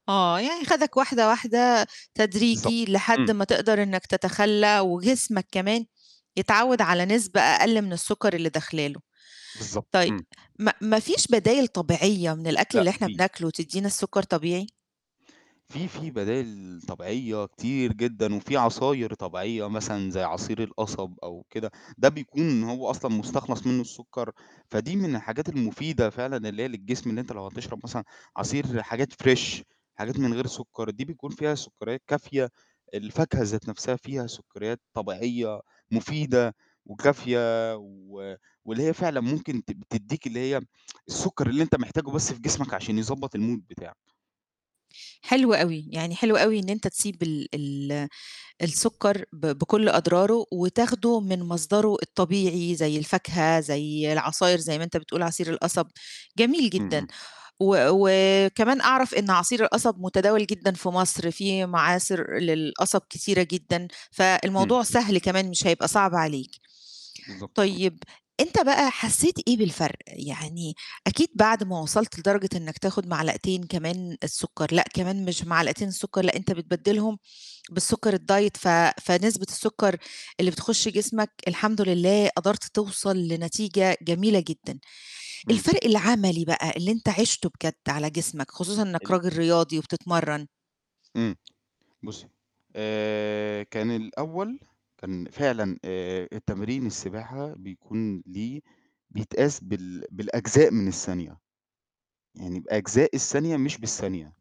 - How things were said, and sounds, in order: other noise; tapping; static; in English: "Fresh"; tsk; other background noise; in English: "المود"; in English: "الdiet"
- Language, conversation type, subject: Arabic, podcast, إيه الطرق اللي بتساعدك تتغلب على رغبتك في السكريات والحلويات؟